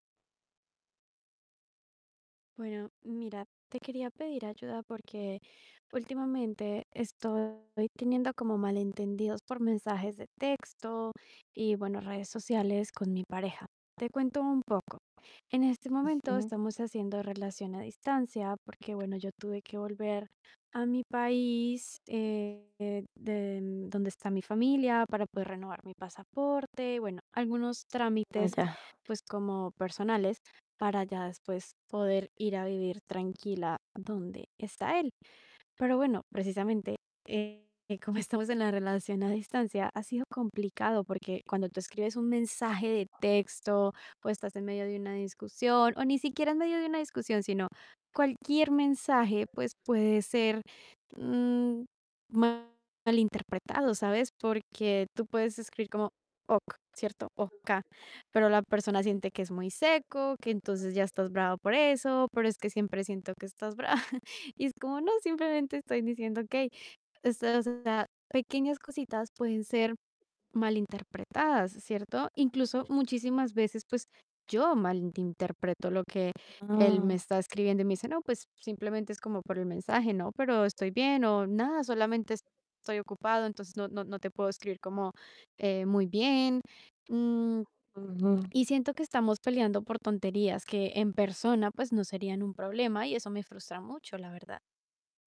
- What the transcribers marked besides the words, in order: distorted speech; other noise; tapping; other background noise; laughing while speaking: "brava"
- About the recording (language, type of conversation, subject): Spanish, advice, ¿Cómo manejas los malentendidos que surgen por mensajes de texto o en redes sociales?